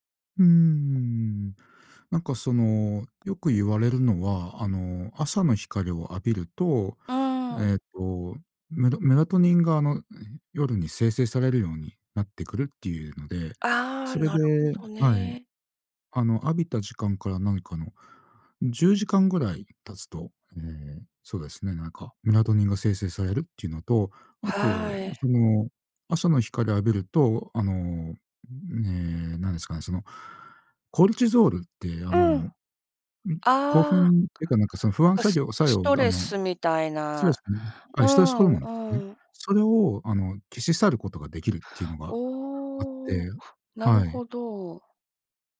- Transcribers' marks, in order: none
- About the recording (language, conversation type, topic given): Japanese, advice, 生活リズムが乱れて眠れず、健康面が心配なのですがどうすればいいですか？